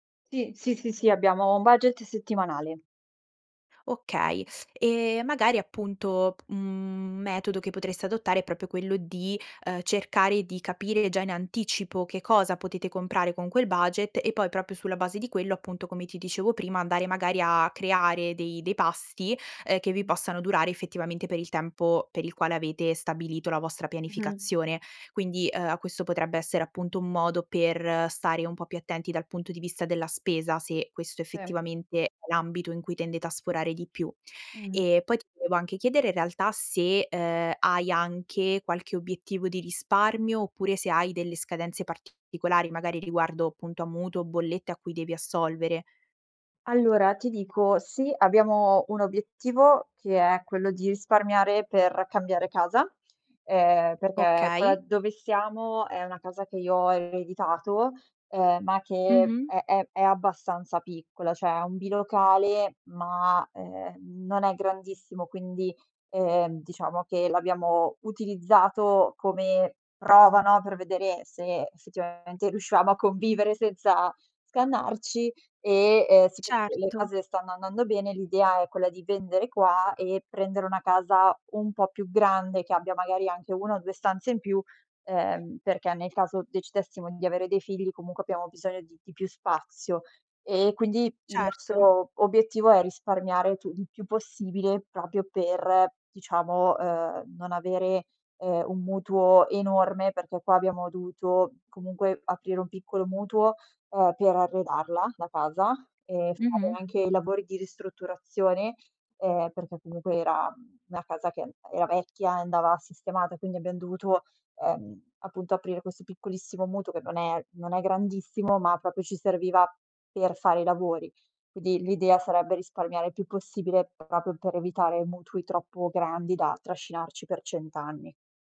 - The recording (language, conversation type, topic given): Italian, advice, Come posso gestire meglio un budget mensile costante se faccio fatica a mantenerlo?
- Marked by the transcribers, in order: "proprio" said as "propio"; "proprio" said as "propio"; "appunto" said as "ppunto"; tapping; "proprio" said as "propio"; "una" said as "na"; "proprio" said as "propio"; "proprio" said as "propio"